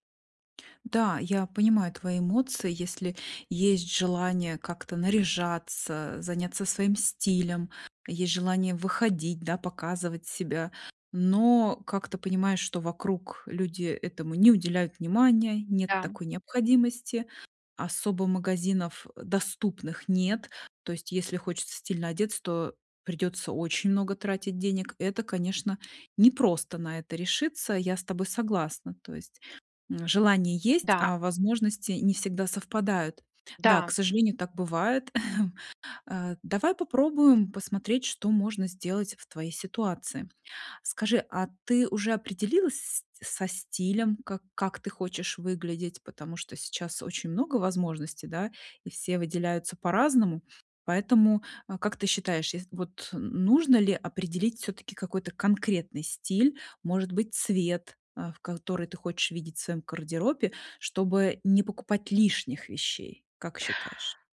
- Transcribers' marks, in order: chuckle; stressed: "лишних"
- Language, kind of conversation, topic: Russian, advice, Как найти стильные вещи и не тратить на них много денег?